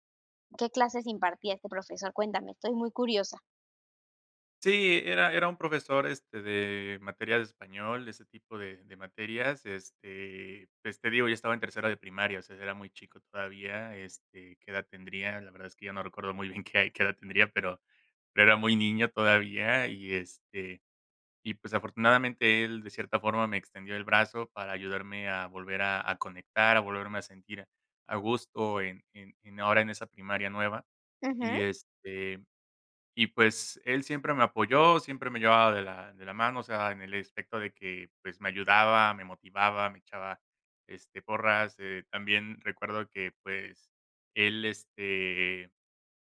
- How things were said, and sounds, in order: tapping; laughing while speaking: "qué"
- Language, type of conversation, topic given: Spanish, podcast, ¿Qué profesor influyó más en ti y por qué?